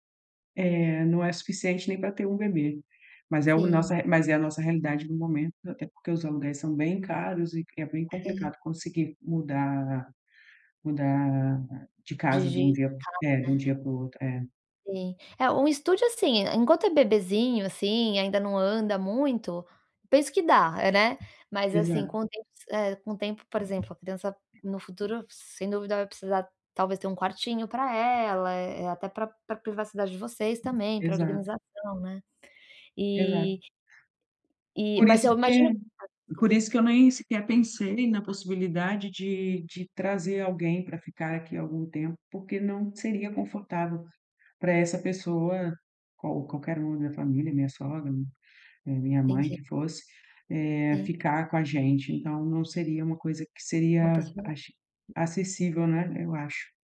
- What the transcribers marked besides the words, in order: tapping
- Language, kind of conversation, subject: Portuguese, advice, Como posso lidar com a incerteza e com mudanças constantes sem perder a confiança em mim?